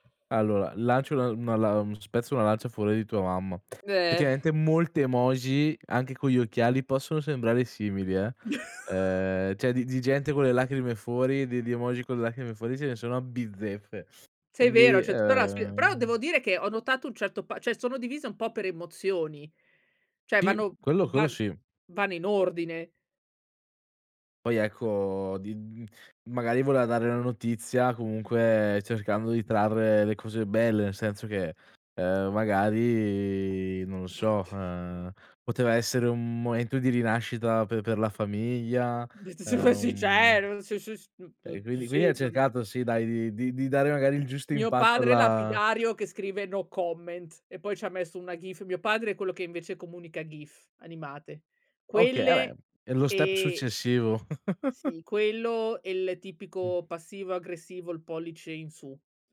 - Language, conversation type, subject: Italian, podcast, Perché le emoji a volte creano equivoci?
- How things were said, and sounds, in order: other background noise; other noise; "Effettivamente" said as "ettivamente"; chuckle; "cioè" said as "ceh"; "Cioè" said as "ceh"; "cioè" said as "ceh"; "Cioè" said as "ceh"; drawn out: "ecco"; drawn out: "magari"; snort; laughing while speaking: "D d"; unintelligible speech; drawn out: "e"; chuckle